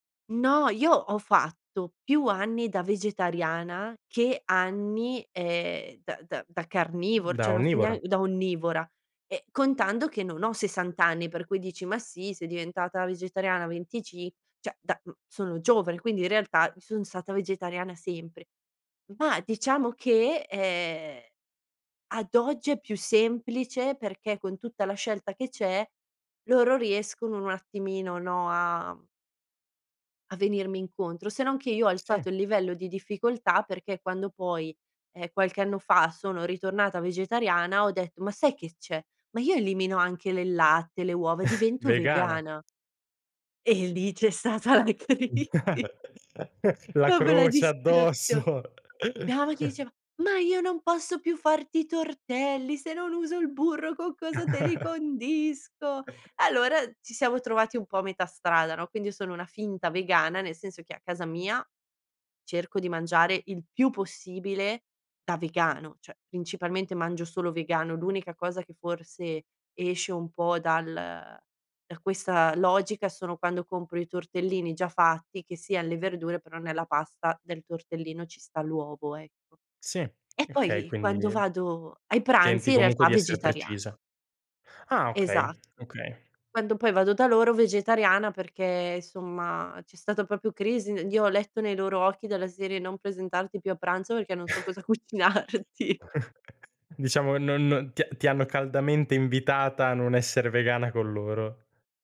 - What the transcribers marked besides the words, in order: "cioè" said as "ceh"; "cioè" said as "ceh"; other background noise; chuckle; chuckle; laughing while speaking: "crisi"; "proprio" said as "popio"; laughing while speaking: "addosso"; chuckle; put-on voice: "Ma io non posso più … te li condisco?"; chuckle; "Cioè" said as "ceh"; chuckle; laughing while speaking: "cucinarti"
- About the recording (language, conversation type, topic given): Italian, podcast, Come posso far convivere gusti diversi a tavola senza litigare?